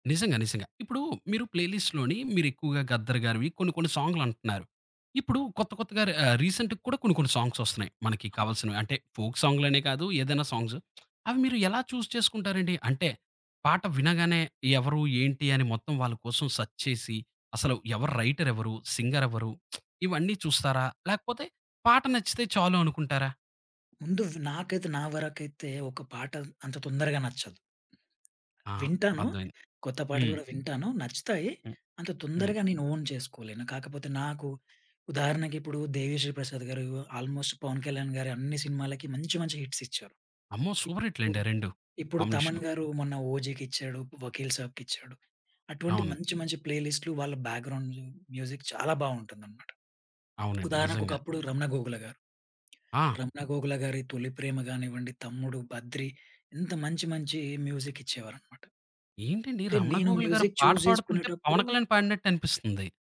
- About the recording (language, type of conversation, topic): Telugu, podcast, షేర్ చేసిన ప్లేలిస్ట్‌లో కొత్త పాటలను మీరు ఎలా పరిచయం చేస్తారు?
- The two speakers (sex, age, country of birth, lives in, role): male, 30-34, India, India, guest; male, 30-34, India, India, host
- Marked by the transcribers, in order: in English: "ప్లే లిస్ట్‌లోని"; in English: "రీసెంట్‌గా"; other background noise; in English: "సాంగ్స్"; in English: "ఫోక్"; in English: "సాంగ్స్"; lip smack; in English: "చూజ్"; in English: "సెర్చ్"; in English: "రైటర్"; in English: "సింగర్"; lip smack; in English: "ఓన్"; in English: "ఆల్‌మోస్ట్"; in English: "మ్యూజిక్"; in English: "మ్యూజిక్"; in English: "మ్యూజిక్ చూజ్"